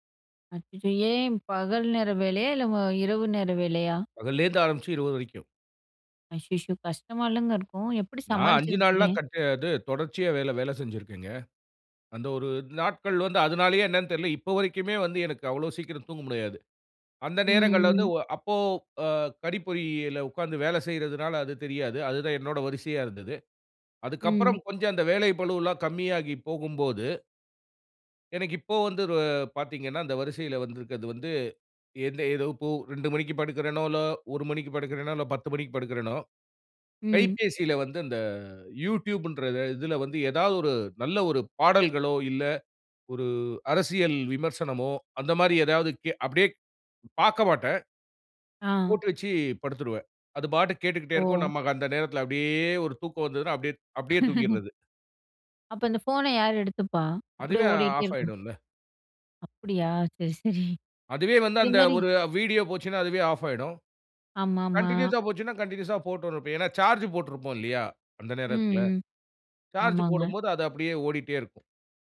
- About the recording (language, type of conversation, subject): Tamil, podcast, இரவில்தூங்குவதற்குமுன் நீங்கள் எந்த வரிசையில் என்னென்ன செய்வீர்கள்?
- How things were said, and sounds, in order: laugh; other noise; laughing while speaking: "சரி, சரி"; in English: "கன்டின்யூஸா"; in English: "கன்டின்யூஸா"